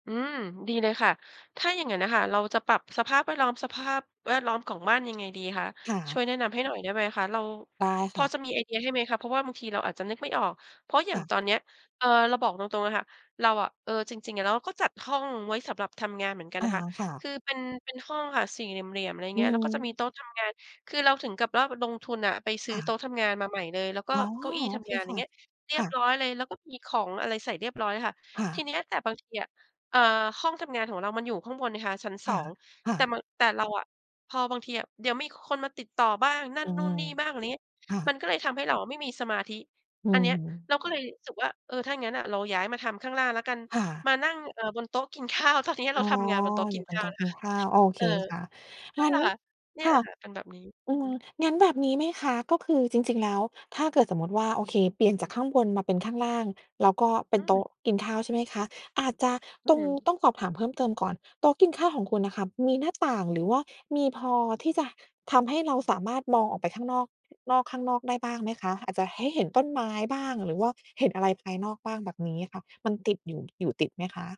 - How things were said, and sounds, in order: laughing while speaking: "ข้าว"
- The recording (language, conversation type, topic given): Thai, advice, สมาธิสั้น ทำงานลึกต่อเนื่องไม่ได้